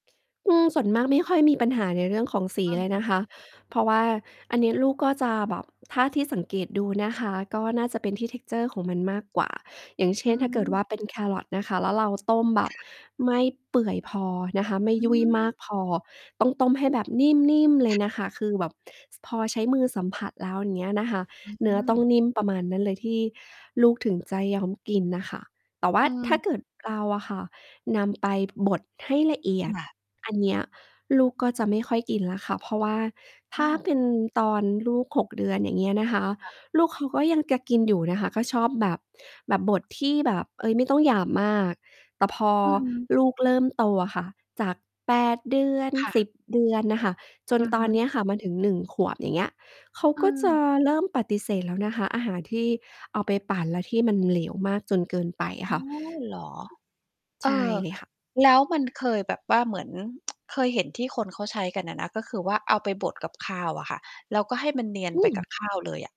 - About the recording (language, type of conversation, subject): Thai, podcast, ควรแนะนำอย่างไรให้เด็กๆ ยอมกินผักมากขึ้น?
- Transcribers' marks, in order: tapping; distorted speech; in English: "texture"; other background noise; tsk